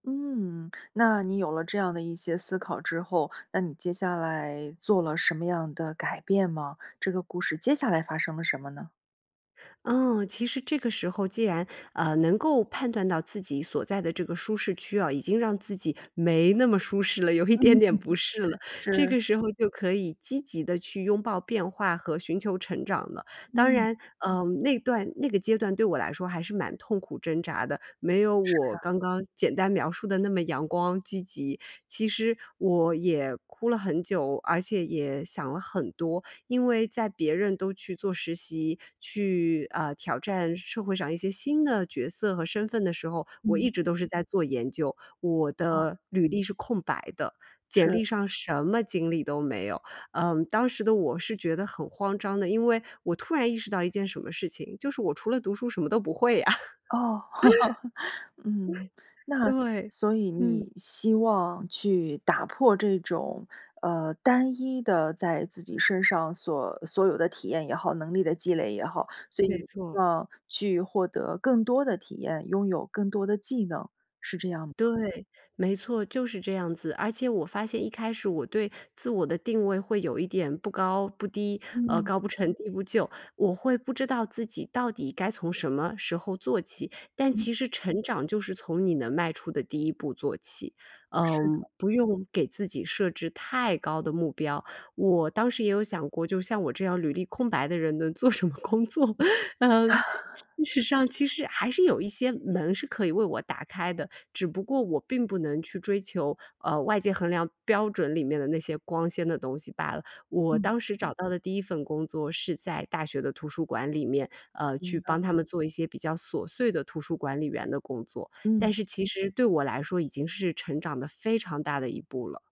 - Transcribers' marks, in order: laughing while speaking: "一点点"; laugh; laughing while speaking: "啊"; laugh; other background noise; stressed: "太"; laughing while speaking: "什么工作？呃"; lip smack; laugh
- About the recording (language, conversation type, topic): Chinese, podcast, 你如何看待舒适区与成长？